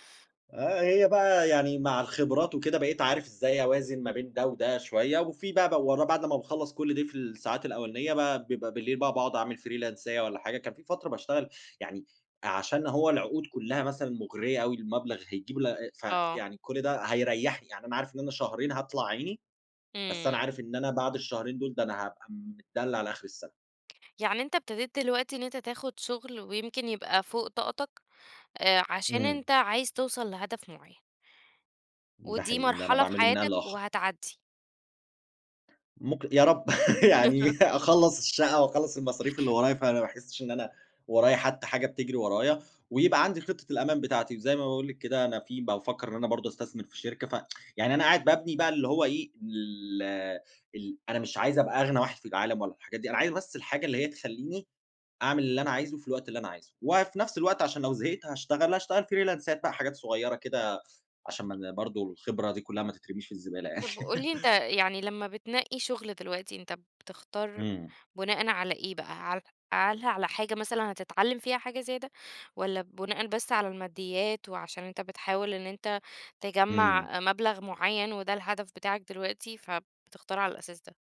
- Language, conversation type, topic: Arabic, podcast, إزاي بتوازن بين طموحك وراحتك؟
- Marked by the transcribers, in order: in English: "فريلانساية"; laugh; chuckle; laugh; tsk; in English: "فيريلانسات"; laugh; "هل" said as "عَل"